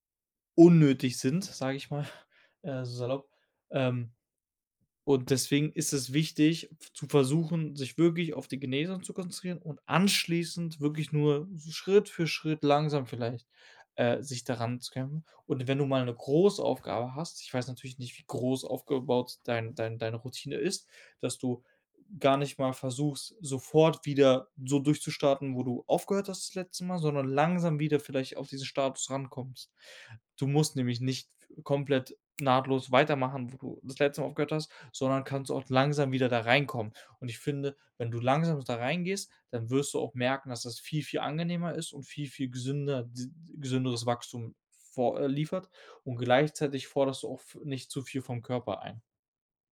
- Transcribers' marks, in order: other background noise; snort
- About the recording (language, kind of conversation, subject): German, advice, Wie kann ich nach einer Krankheit oder Verletzung wieder eine Routine aufbauen?
- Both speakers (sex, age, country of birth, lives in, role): male, 25-29, Germany, Germany, advisor; male, 25-29, Germany, Germany, user